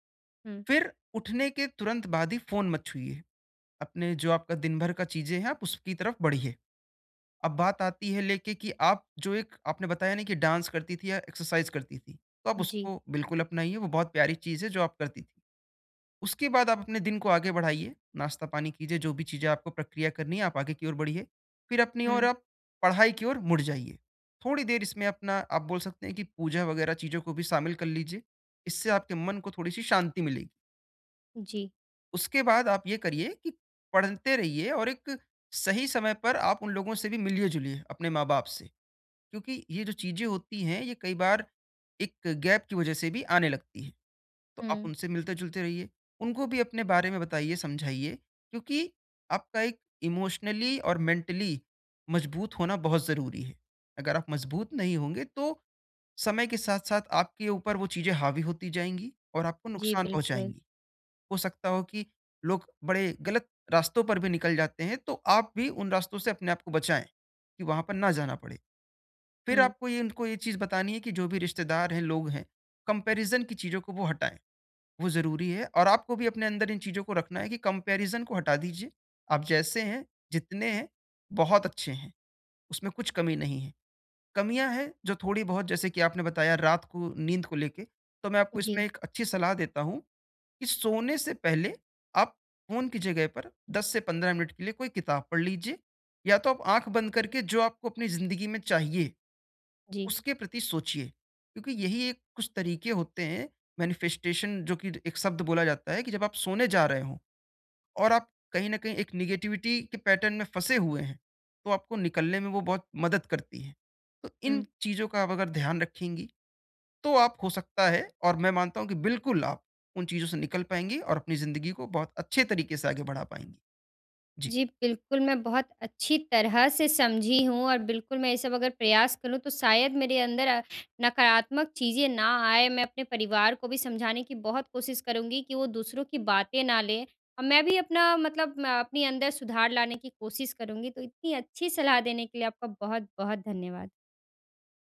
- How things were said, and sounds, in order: in English: "डांस"; in English: "एक्सरसाइज़"; tapping; in English: "इमोशनली"; in English: "मेंटली"; in English: "कंपैरिज़न"; in English: "कंपैरिज़न"; in English: "मैनिफेस्टेशन"; in English: "नेगेटिविटी"; in English: "पैटर्न"
- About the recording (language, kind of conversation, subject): Hindi, advice, मैं अपने नकारात्मक पैटर्न को पहचानकर उन्हें कैसे तोड़ सकता/सकती हूँ?